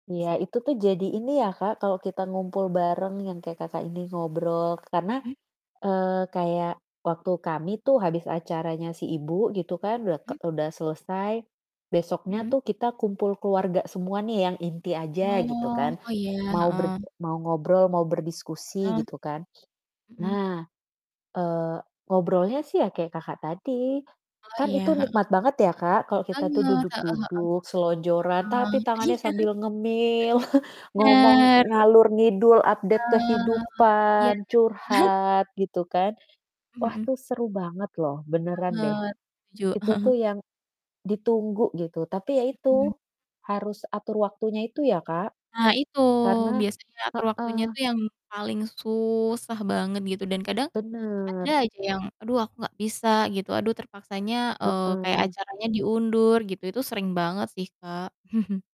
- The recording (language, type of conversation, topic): Indonesian, unstructured, Bagaimana kamu biasanya merayakan momen spesial bersama keluarga?
- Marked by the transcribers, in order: other background noise; static; mechanical hum; distorted speech; laughing while speaking: "iya"; tapping; drawn out: "Oh"; chuckle; in Javanese: "ngalor ngidul"; chuckle; in English: "update"; chuckle; stressed: "susah"; chuckle